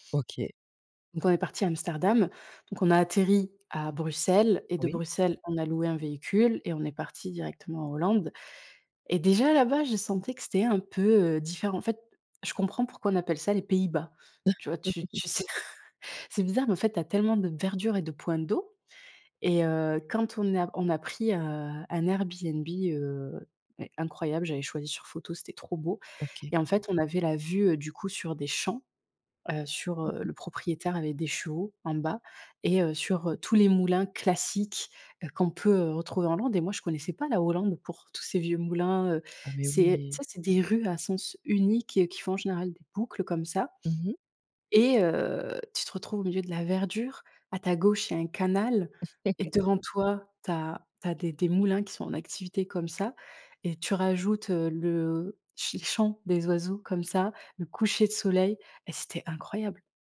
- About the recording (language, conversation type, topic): French, podcast, Quel paysage t’a coupé le souffle en voyage ?
- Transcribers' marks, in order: laugh; chuckle; laugh; stressed: "classiques"; laugh